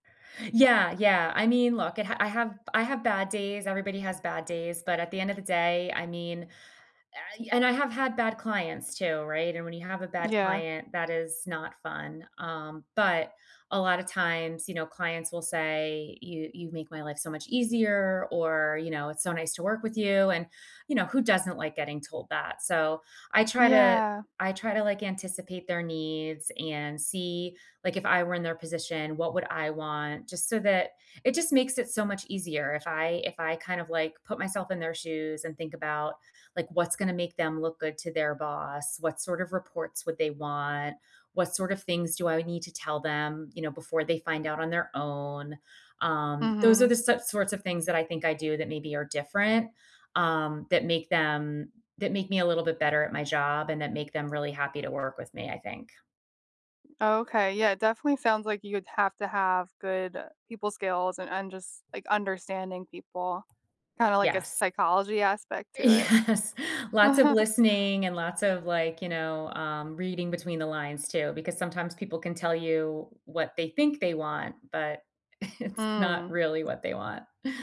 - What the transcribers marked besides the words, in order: tapping; other background noise; laughing while speaking: "Yes"; laugh; laughing while speaking: "it's"
- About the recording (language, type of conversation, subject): English, unstructured, What do you enjoy most about your current job?
- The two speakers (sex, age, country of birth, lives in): female, 35-39, United States, United States; female, 45-49, United States, United States